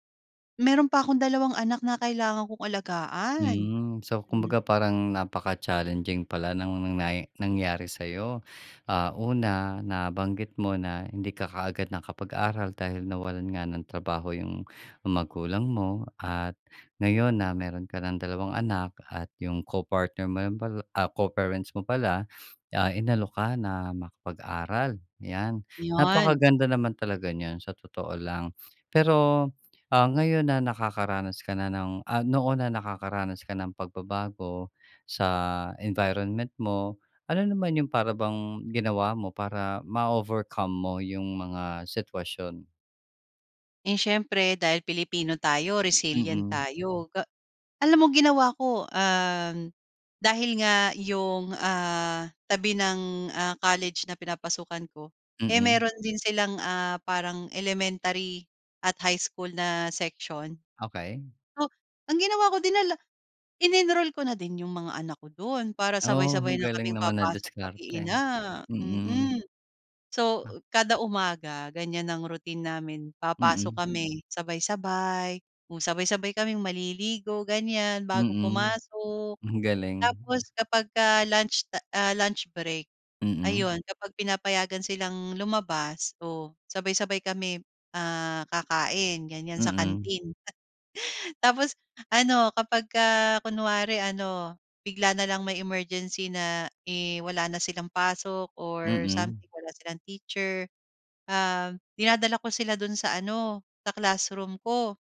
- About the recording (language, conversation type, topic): Filipino, podcast, Puwede mo bang ikuwento kung paano nagsimula ang paglalakbay mo sa pag-aaral?
- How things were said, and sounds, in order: other background noise; chuckle